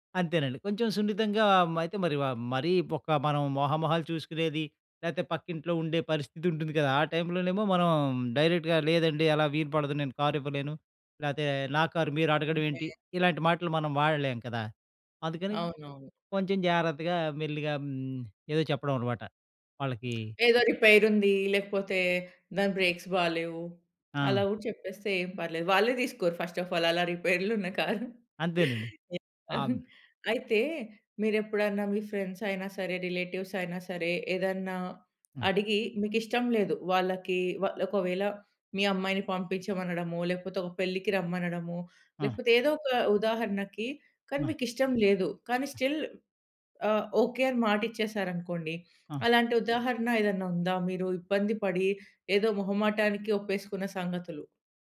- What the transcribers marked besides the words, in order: lip smack; in English: "రిపేర్"; in English: "బ్రేక్స్"; in English: "ఫస్ట్ అఫ్ ఆల్"; laughing while speaking: "రిపేర్లు ఉన్న కారు"; in English: "ఫ్రెండ్స్"; in English: "రిలేటివ్స్"; other background noise; in English: "స్టిల్"
- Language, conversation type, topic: Telugu, podcast, ఎలా సున్నితంగా ‘కాదు’ చెప్పాలి?